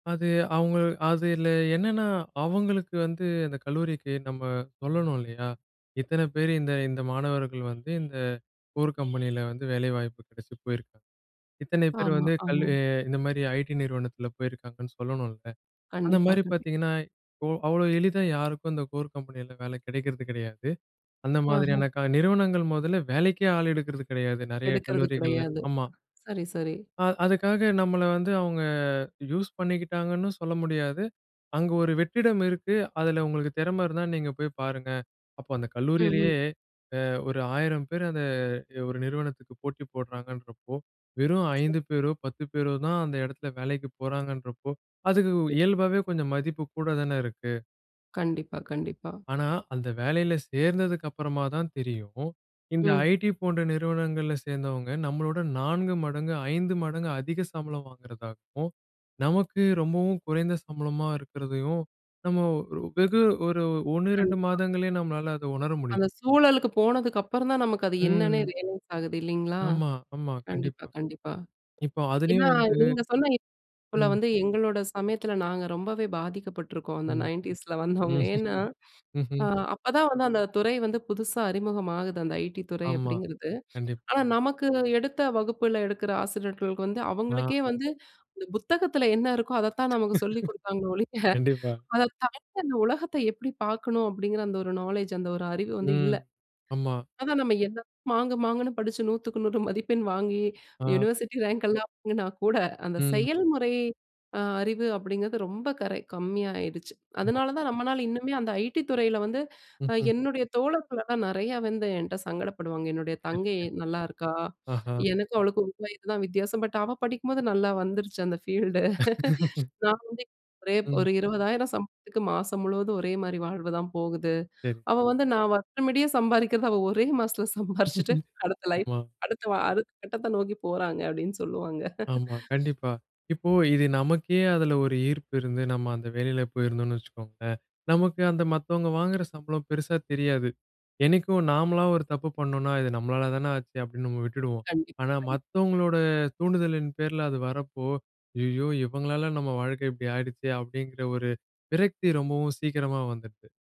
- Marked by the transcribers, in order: horn; tapping; in English: "கோர்"; in English: "கோர்"; other background noise; in English: "ரியலைஸ்"; unintelligible speech; chuckle; chuckle; in English: "நாலேட்ஜ்"; in English: "யுனிவர்சிட்டி ரேங்க்"; unintelligible speech; in English: "பட்"; chuckle; in English: "ஃபீல்டு"; laugh; chuckle; laugh
- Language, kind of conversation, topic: Tamil, podcast, வேலை நிறைவு தரவில்லை என்று உணரும்போது முதலில் என்ன செய்ய வேண்டும்?